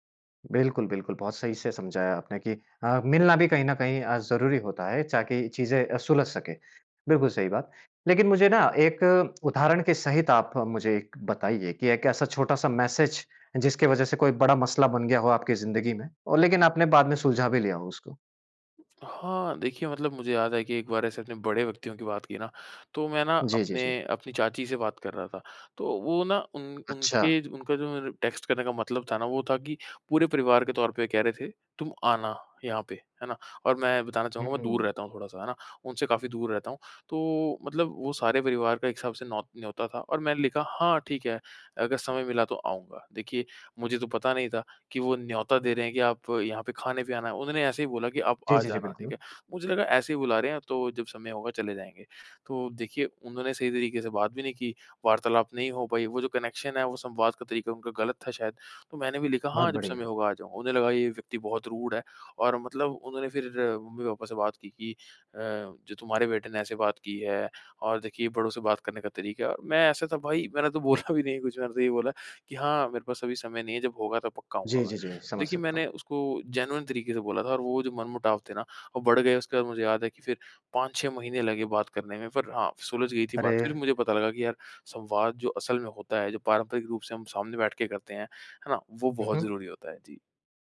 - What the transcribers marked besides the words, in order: in English: "मैसेज"; in English: "टेक्स्ट"; in English: "कनेक्शन"; in English: "रूड"; laughing while speaking: "बोला"; in English: "जेनुइन"
- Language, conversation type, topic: Hindi, podcast, टेक्स्ट संदेशों में गलतफहमियाँ कैसे कम की जा सकती हैं?